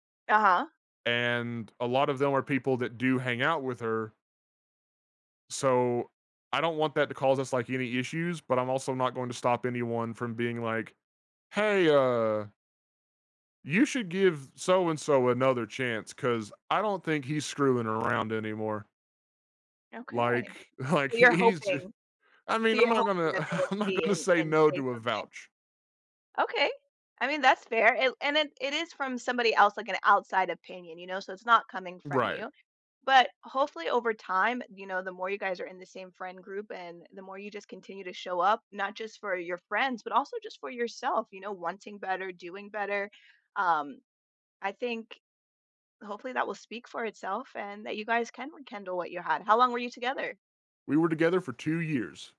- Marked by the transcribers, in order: other background noise; laughing while speaking: "like"; background speech; chuckle; laughing while speaking: "I'm not gonna"
- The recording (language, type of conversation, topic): English, unstructured, Have your personal beliefs changed over time, and if so, how?
- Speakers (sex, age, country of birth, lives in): female, 35-39, United States, United States; male, 35-39, United States, United States